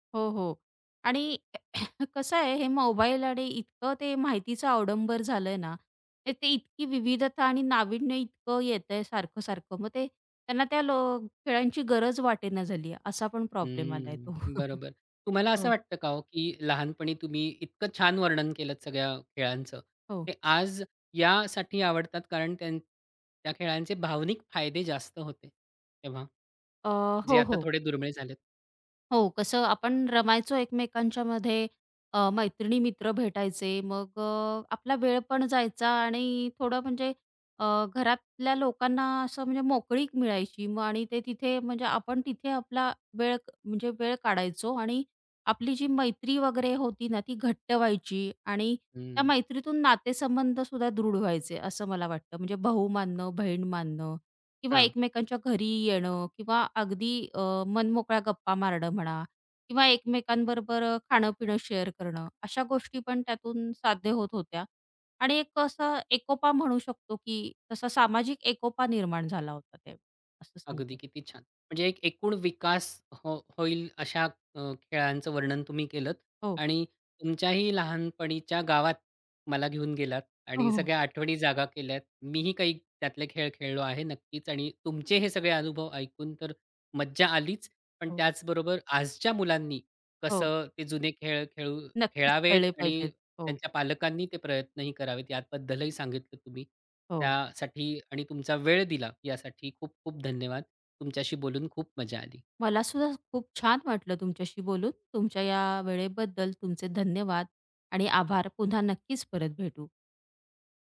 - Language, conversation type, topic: Marathi, podcast, जुन्या पद्धतीचे खेळ अजून का आवडतात?
- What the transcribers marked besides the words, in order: throat clearing; other background noise; chuckle; tapping; in English: "शेअर"; laughing while speaking: "हो"